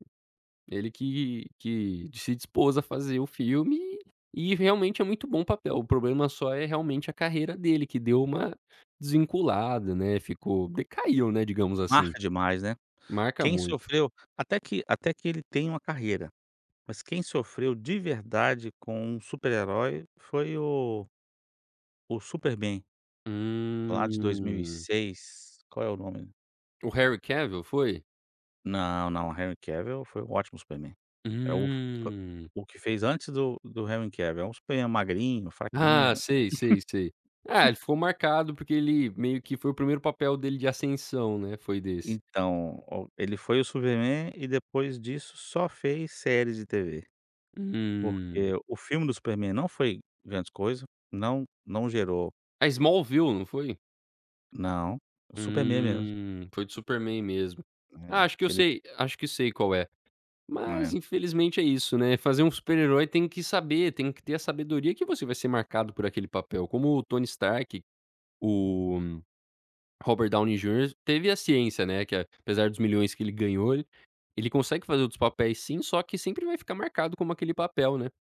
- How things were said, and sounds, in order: laugh
- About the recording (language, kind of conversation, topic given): Portuguese, podcast, Me conta sobre um filme que marcou sua vida?